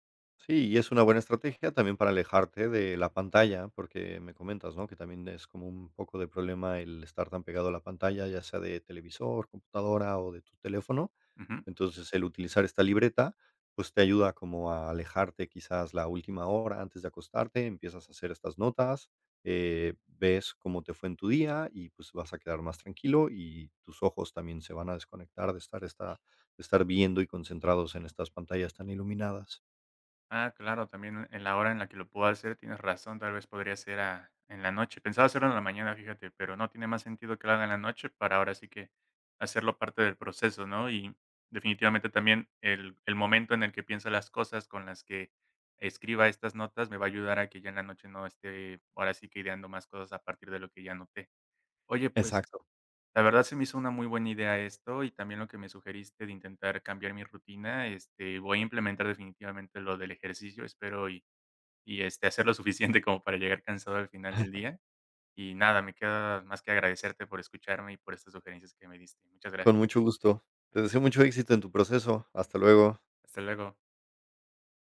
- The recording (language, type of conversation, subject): Spanish, advice, ¿Cómo describirías tu insomnio ocasional por estrés o por pensamientos que no paran?
- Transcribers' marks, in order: laughing while speaking: "suficiente"; chuckle